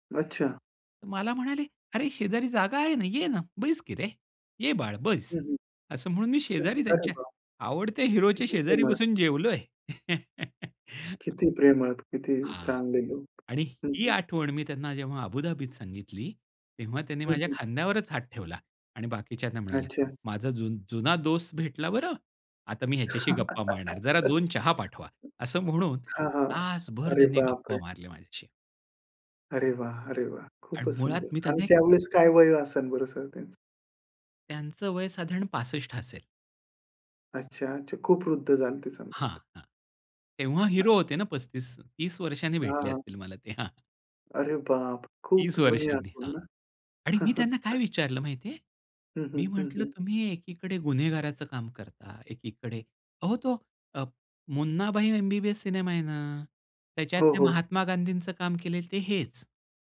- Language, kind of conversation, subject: Marathi, podcast, आवडत्या कलाकाराला प्रत्यक्ष पाहिल्यावर तुम्हाला कसं वाटलं?
- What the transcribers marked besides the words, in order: other background noise; unintelligible speech; chuckle; chuckle; "झाले होते" said as "झालते"; chuckle